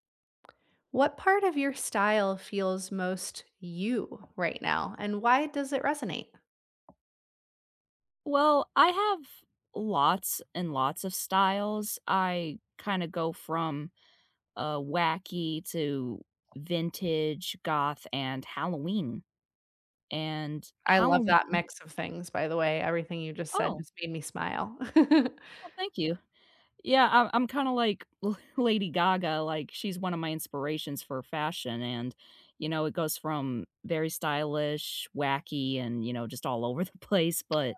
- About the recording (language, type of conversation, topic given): English, unstructured, What part of your style feels most like you right now, and why does it resonate with you?
- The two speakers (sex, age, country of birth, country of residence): female, 25-29, United States, United States; female, 35-39, United States, United States
- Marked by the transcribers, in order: stressed: "you"; tapping; chuckle; laughing while speaking: "the place"